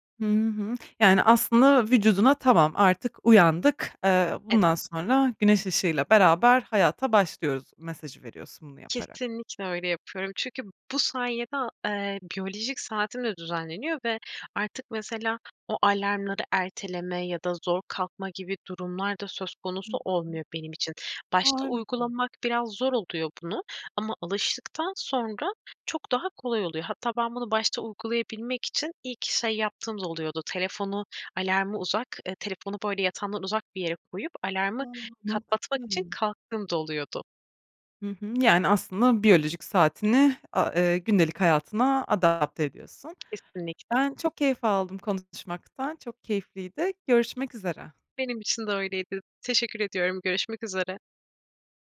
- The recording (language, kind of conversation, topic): Turkish, podcast, Uyku düzenini iyileştirmek için neler yapıyorsunuz, tavsiye verebilir misiniz?
- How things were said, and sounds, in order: other background noise